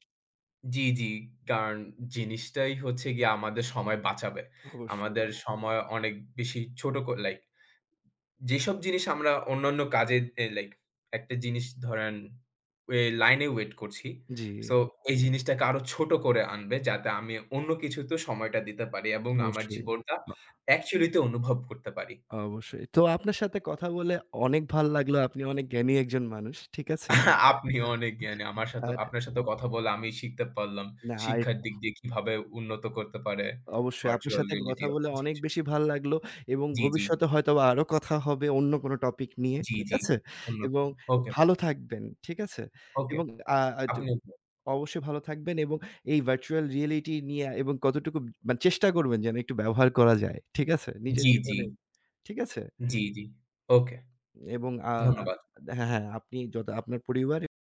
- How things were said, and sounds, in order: other background noise; in English: "actually"; unintelligible speech; in English: "virtual reality"; unintelligible speech; in English: "virtual reality"
- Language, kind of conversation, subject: Bengali, unstructured, আপনার মতে ভার্চুয়াল বাস্তবতা প্রযুক্তি ভবিষ্যতে কোন দিকে এগোবে?